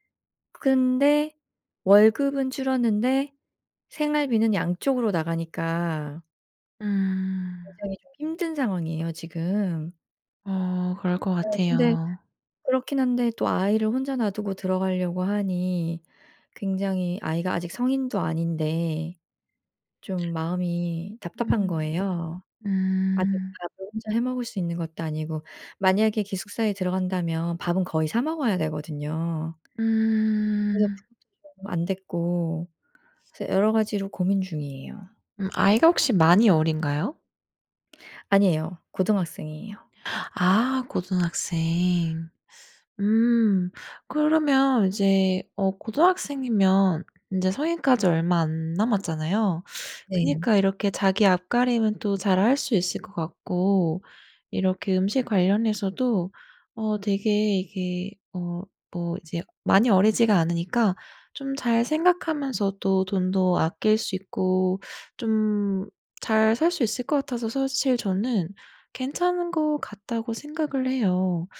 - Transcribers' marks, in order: tapping; other background noise
- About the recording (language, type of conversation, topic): Korean, advice, 도시나 다른 나라로 이주할지 결정하려고 하는데, 어떤 점을 고려하면 좋을까요?